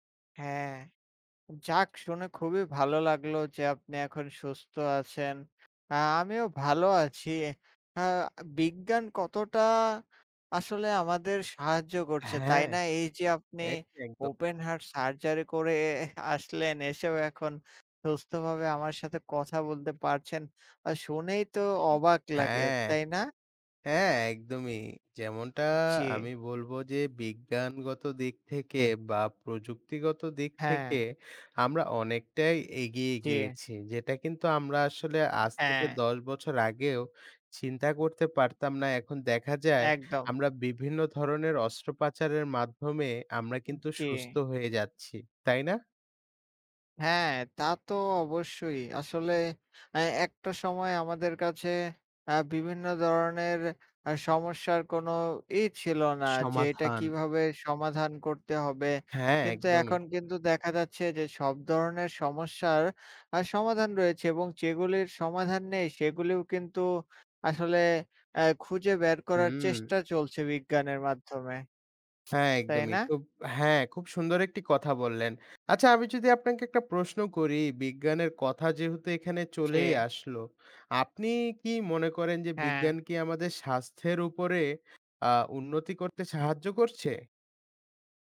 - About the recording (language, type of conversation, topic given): Bengali, unstructured, বিজ্ঞান আমাদের স্বাস্থ্যের উন্নতিতে কীভাবে সাহায্য করে?
- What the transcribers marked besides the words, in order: other background noise